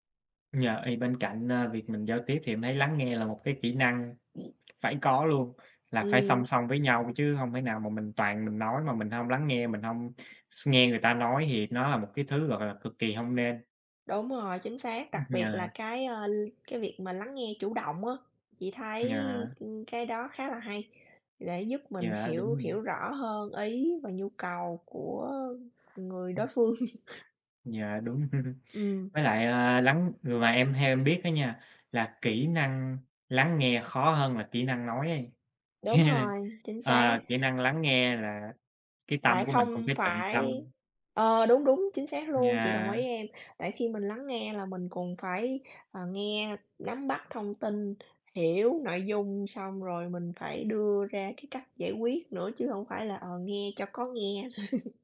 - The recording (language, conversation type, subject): Vietnamese, unstructured, Bạn muốn cải thiện kỹ năng giao tiếp của mình như thế nào?
- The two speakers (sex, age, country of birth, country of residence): female, 35-39, Vietnam, United States; male, 25-29, Vietnam, United States
- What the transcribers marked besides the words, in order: tapping; other background noise; laugh; laugh; laugh